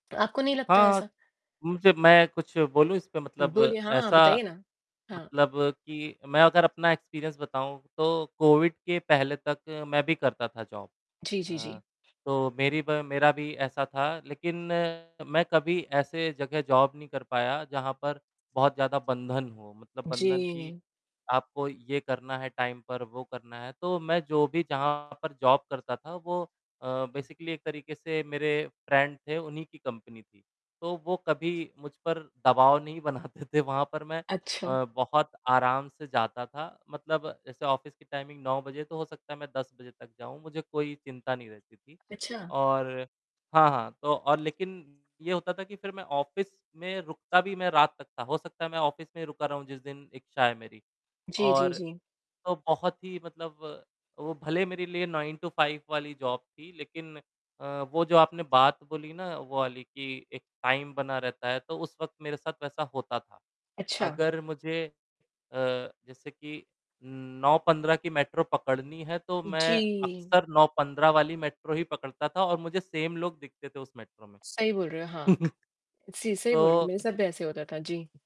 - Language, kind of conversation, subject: Hindi, unstructured, आप अपनी दिनचर्या में काम और आराम के बीच संतुलन कैसे बनाते हैं?
- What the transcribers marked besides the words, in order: static; in English: "एक्सपीरियंस"; in English: "जॉब"; distorted speech; in English: "जॉब"; in English: "टाइम"; in English: "जॉब"; in English: "बेसिकली"; in English: "फ्रेंड"; laughing while speaking: "बनाते थे"; in English: "ऑफ़िस"; in English: "टाइमिंग"; in English: "ऑफ़िस"; in English: "ऑफ़िस"; in English: "नाइन टू फाइव"; in English: "जॉब"; in English: "टाइम"; in English: "मेट्रो"; in English: "सेम"; chuckle